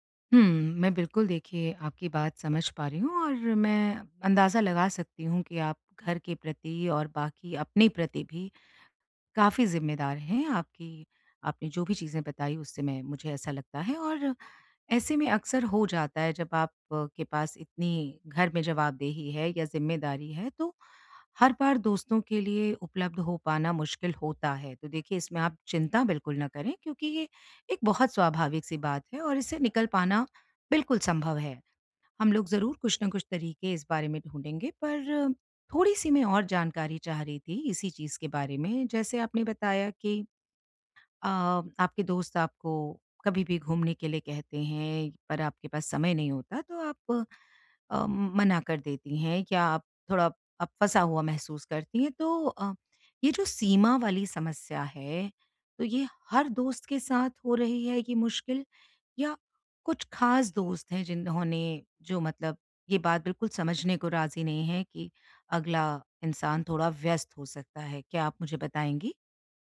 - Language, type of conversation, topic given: Hindi, advice, मैं दोस्तों के साथ सीमाएँ कैसे तय करूँ?
- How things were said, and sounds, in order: none